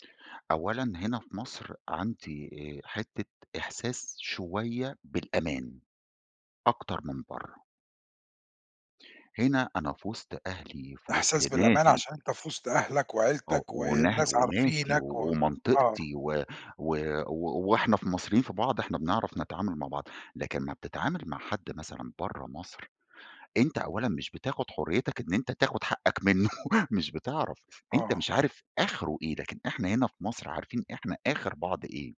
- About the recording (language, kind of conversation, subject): Arabic, podcast, هل حاسس إنك بتنتمي لمجتمعك، وليه؟
- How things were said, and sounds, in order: tapping; laughing while speaking: "منّه"